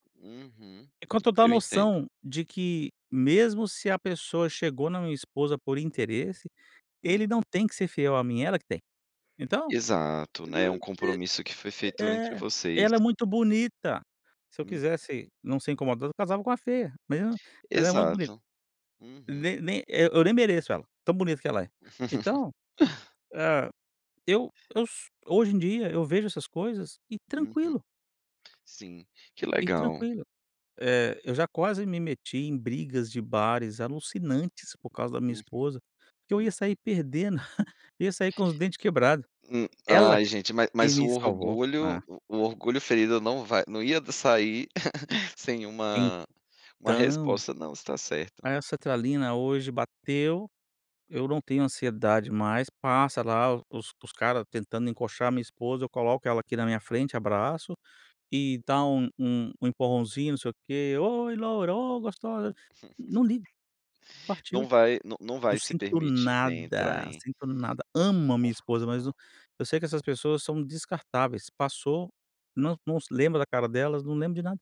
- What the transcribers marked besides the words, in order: other noise; laugh; chuckle; chuckle; laugh; tapping
- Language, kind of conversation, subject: Portuguese, podcast, Que limites você estabelece para proteger sua saúde mental?